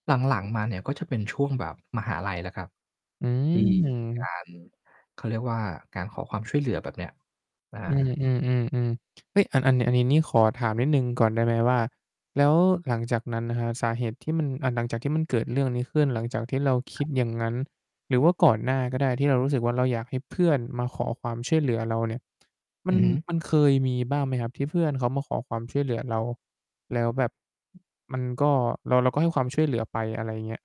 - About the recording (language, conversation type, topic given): Thai, podcast, คุณเคยรู้สึกอายเวลาไปขอความช่วยเหลือไหม แล้วคุณจัดการความรู้สึกนั้นยังไง?
- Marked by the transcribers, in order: static; distorted speech; tapping